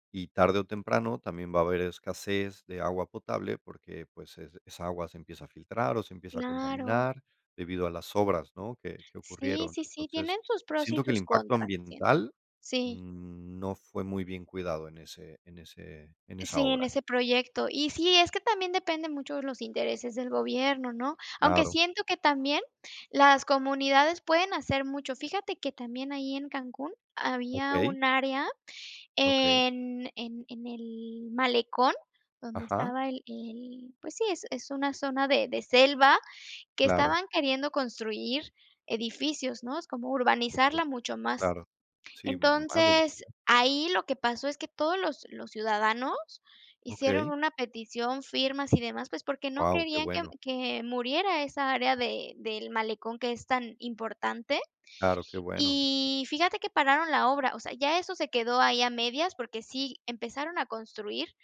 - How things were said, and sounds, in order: unintelligible speech
- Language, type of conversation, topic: Spanish, unstructured, ¿Por qué debemos respetar las áreas naturales cercanas?